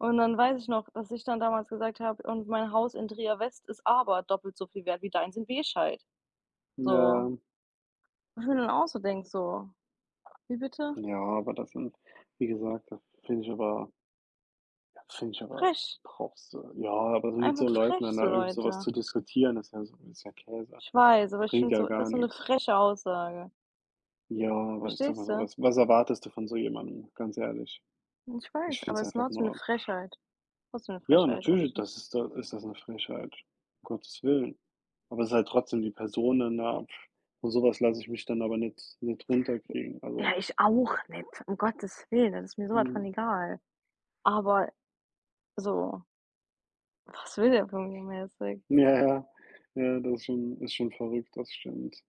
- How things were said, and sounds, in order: stressed: "aber"; other background noise; other noise; laughing while speaking: "ja"
- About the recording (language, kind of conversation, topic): German, unstructured, Was macht dich an dir selbst besonders stolz?